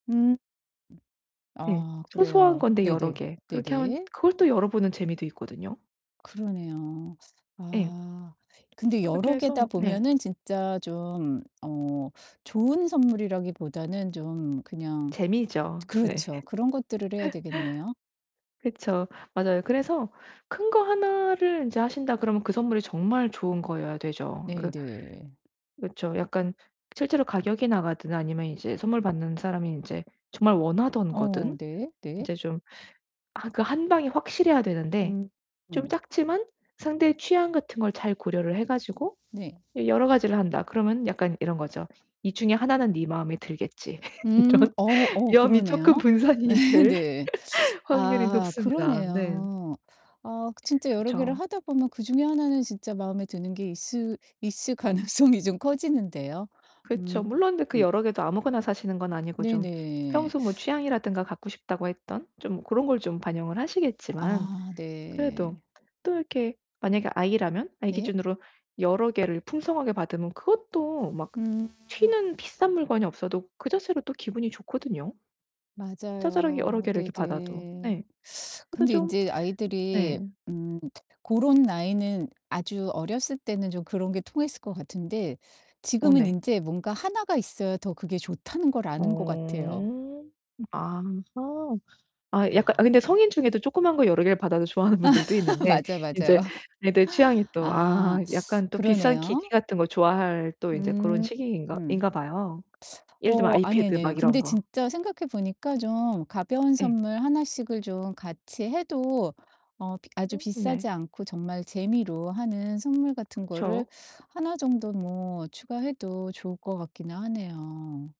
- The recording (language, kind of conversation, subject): Korean, advice, 예산 안에서 쉽게 멋진 선물을 고르려면 어떤 기준으로 선택하면 좋을까요?
- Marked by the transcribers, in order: distorted speech; other background noise; laughing while speaking: "네"; laugh; tapping; static; laugh; laughing while speaking: "이런 위험이 쪼끔 분산이 될"; laughing while speaking: "네"; laugh; laughing while speaking: "가능성이"; laugh